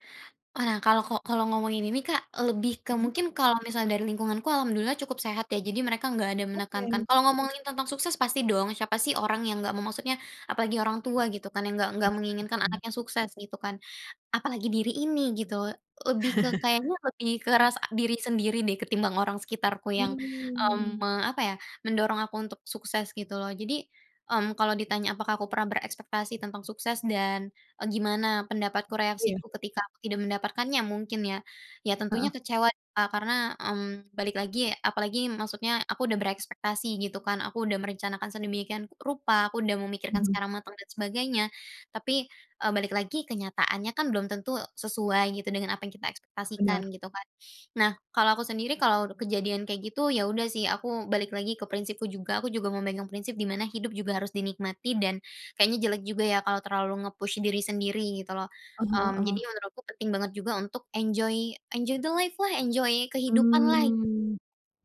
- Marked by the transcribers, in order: chuckle; in English: "nge-push"; in English: "enjoy enjoy the life-lah, enjoy"; drawn out: "Mmm"
- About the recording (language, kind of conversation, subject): Indonesian, podcast, Menurutmu, apa saja salah kaprah tentang sukses di masyarakat?